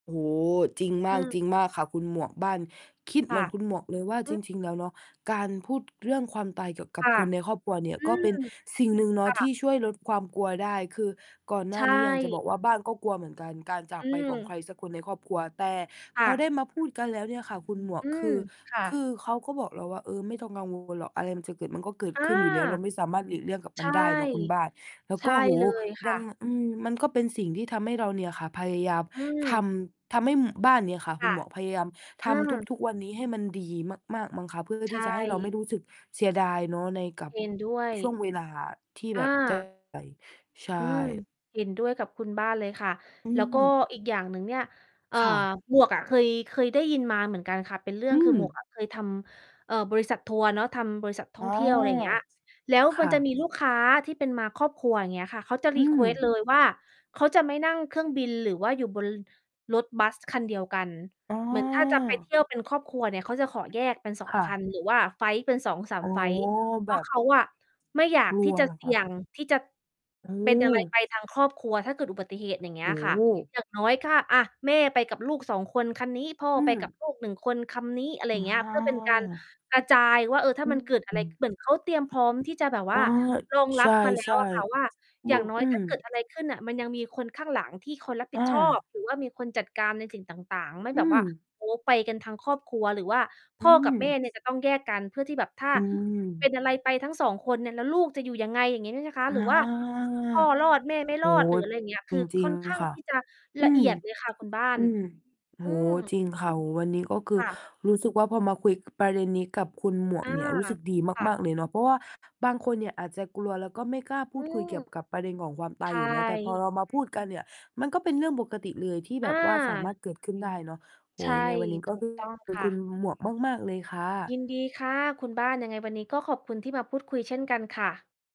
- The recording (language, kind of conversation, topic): Thai, unstructured, ความกลัวความตายส่งผลต่อชีวิตคุณมากแค่ไหน?
- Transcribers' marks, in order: distorted speech; unintelligible speech; mechanical hum; other background noise; tapping